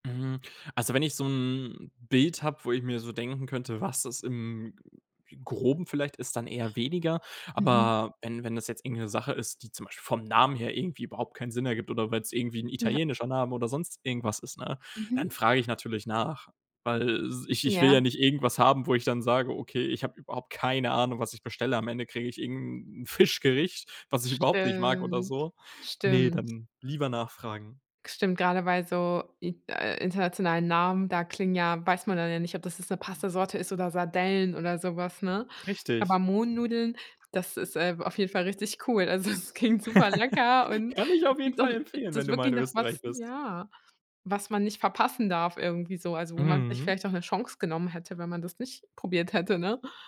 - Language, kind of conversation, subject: German, podcast, Wie gehst du vor, wenn du neue Gerichte probierst?
- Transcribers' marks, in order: stressed: "keine"; drawn out: "Stimmt"; laughing while speaking: "Also, es klingt"; laugh; unintelligible speech